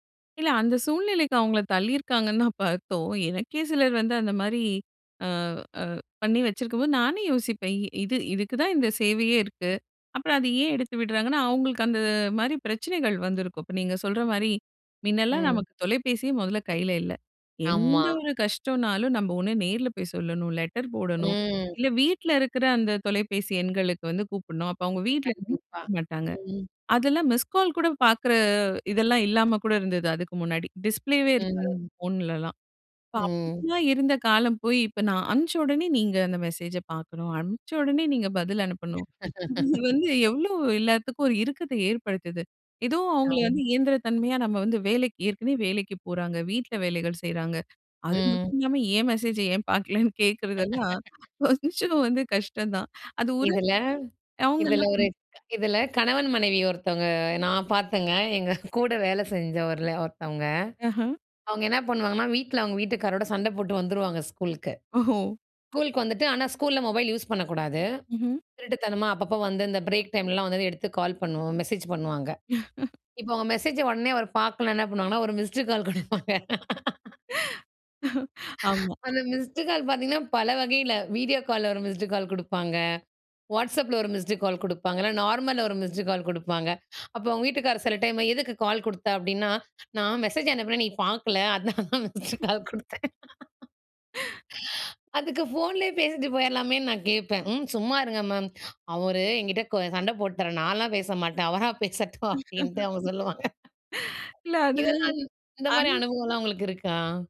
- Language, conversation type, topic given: Tamil, podcast, நீங்கள் செய்தி வந்தவுடன் உடனே பதிலளிப்பீர்களா?
- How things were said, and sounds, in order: other background noise; "முன்னலாம்" said as "மின்னலாம்"; in English: "மிஸ்கால்"; in English: "டிஸ்ப்ளேவே"; laugh; laugh; laughing while speaking: "கொஞ்சம் வந்து கஷ்டந்தான். அது ஒரு அவங்கள்லாம் ம்"; laughing while speaking: "ஒஹோ!"; chuckle; laughing while speaking: "ஒரு மிஸ்டு கால் குடுப்பாங்க"; laughing while speaking: "ஆமா"; in English: "வீடியோ கால்ல"; in English: "நார்மல்ல ஒரு மிஸ்டு கால்"; laugh; laughing while speaking: "நீ பாக்கல. அதனால தான், மிஸ்டு … அப்டின்ட்டு அவங்க சொல்லுவாங்க"; laugh; chuckle; laughing while speaking: "இல்ல அது, அன்"